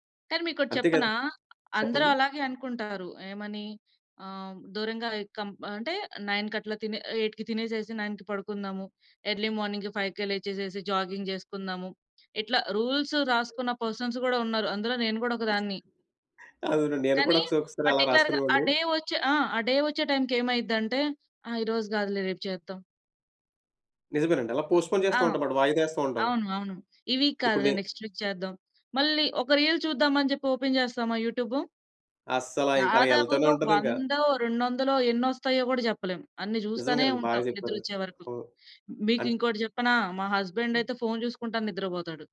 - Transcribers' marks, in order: in English: "నైన్‌కి"; in English: "ఎయిట్‌కి"; in English: "నైన్‌కి"; in English: "ఎర్లీ మార్నింగ్ ఫైవ్‌కే"; in English: "జాగింగ్"; in English: "రూల్స్"; in English: "పర్సన్స్"; in English: "పర్టిక్యులర్‌గా"; in English: "డే"; in English: "డే"; in English: "పోస్ట్‌పో‌న్"; in English: "వీక్"; in English: "నెక్స్ట్ వీక్"; in English: "రీల్"; in English: "ఓపెన్"; in English: "హస్బండ్"
- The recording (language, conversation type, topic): Telugu, podcast, రాత్రి ఫోన్‌ను పడకగదిలో ఉంచుకోవడం గురించి మీ అభిప్రాయం ఏమిటి?